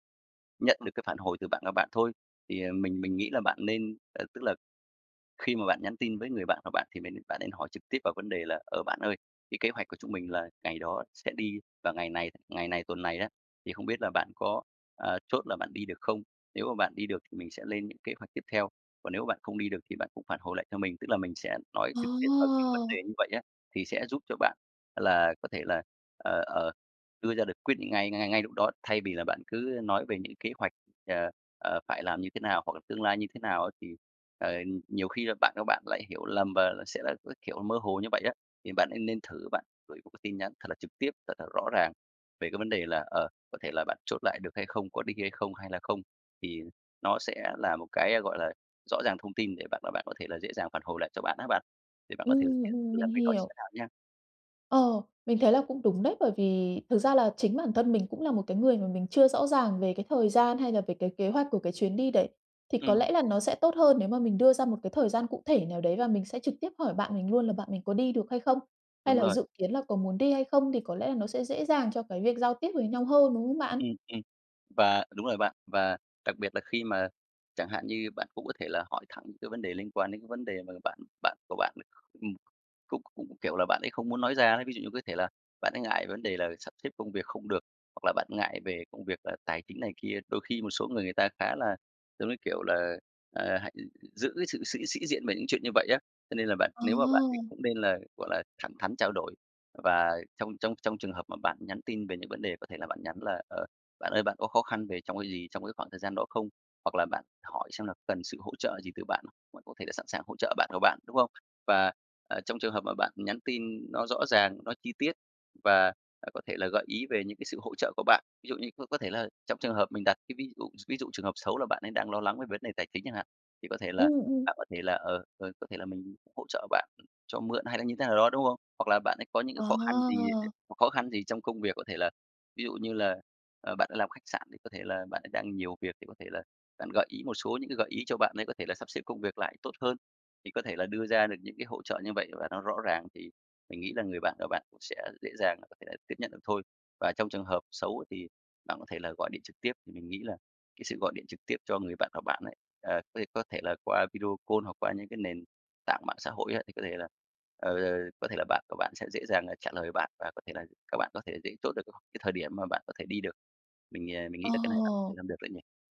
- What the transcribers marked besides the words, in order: in English: "call"
- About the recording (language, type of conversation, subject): Vietnamese, advice, Làm thế nào để giao tiếp với bạn bè hiệu quả hơn, tránh hiểu lầm và giữ gìn tình bạn?